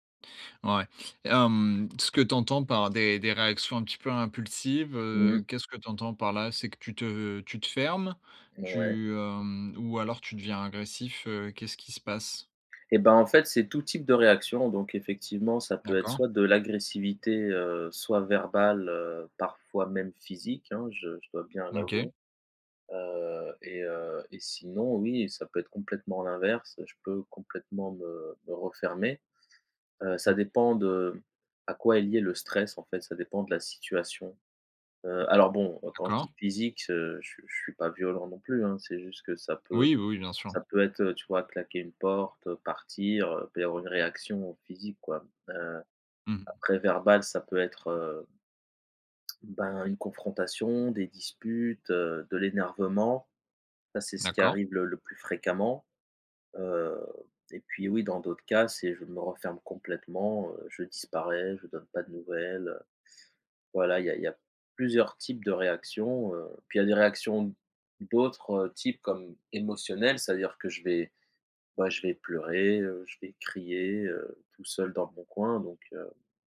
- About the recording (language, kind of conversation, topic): French, advice, Comment réagissez-vous émotionnellement et de façon impulsive face au stress ?
- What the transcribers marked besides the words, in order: unintelligible speech